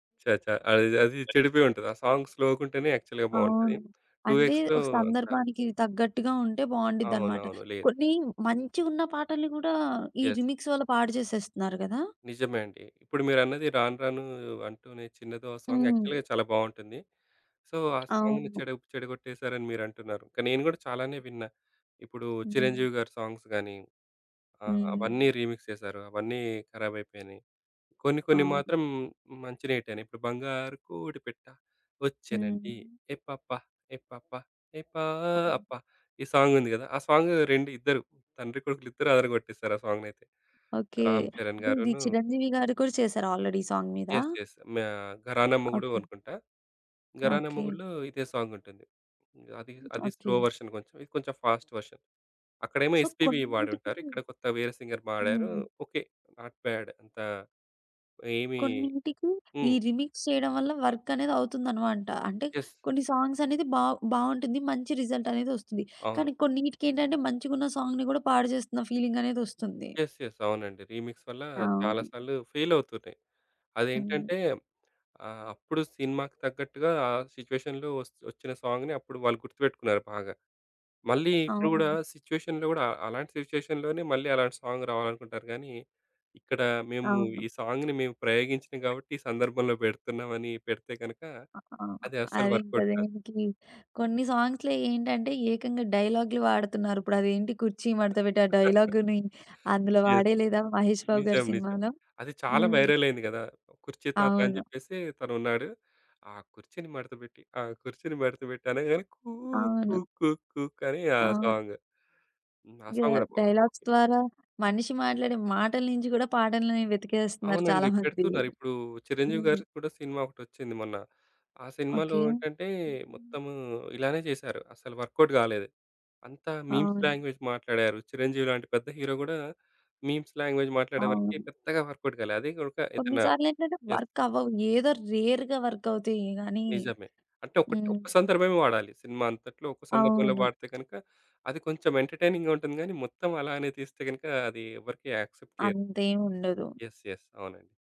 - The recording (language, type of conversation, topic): Telugu, podcast, సినిమా పాటల్లో నీకు అత్యంత నచ్చిన పాట ఏది?
- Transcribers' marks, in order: other background noise; in English: "సాంగ్"; tapping; in English: "యాక్చల్‌గా"; in English: "టు ఎక్స్‌లో"; in English: "రీమిక్స్"; in English: "యెస్"; in English: "సాంగ్ యాక్చల్‌గా"; in English: "సో"; in English: "సాంగ్‌ని"; in English: "సాంగ్స్"; in English: "రీమిక్స్"; singing: "బంగారు కోడి పిట్ట వచ్చెనండి ఏయ్ పాప! ఏయ్ పాప! ఏయ్, పాప"; in English: "ఆల్రెడీ"; in English: "సాంగ్"; in English: "యెస్. యెస్"; in English: "స్లో వెర్షన్"; in English: "ఫాస్ట్ వెర్షన్"; in English: "సో"; in English: "సింగర్"; in English: "నాట్ బ్యాడ్"; in English: "రీమిక్స్"; in English: "యెస్"; in English: "సాంగ్‌ని"; in English: "యెస్. యెస్"; in English: "రీమిక్స్"; in English: "సిచ్యువేషన్‌లో"; in English: "సిచ్యువేషన్‌లో"; in English: "సాంగ్"; in English: "సాంగ్‌ని"; in English: "వర్కౌట్"; in English: "సాంగ్స్‌లో"; chuckle; in English: "యెస్"; singing: "ఆ కుర్చీని మడత బెట్టి, ఆ కుర్చీని మడత బెట్టు"; singing: "కూ కు కు కుక్"; in English: "సాంగ్"; in English: "డైలాగ్స్"; giggle; in English: "వర్కౌట్"; in English: "మీమ్స్ లాంగ్వేజ్"; in English: "హీరో"; in English: "మీమ్స్ లాంగ్వేజ్"; in English: "వర్కౌట్"; in English: "యెస్"; in English: "వర్క్"; in English: "రేర్‌గా"; in English: "ఎంటర్‌టైనింగ్‌గా"; in English: "యాక్సెప్ట్"; in English: "యెస్. యెస్"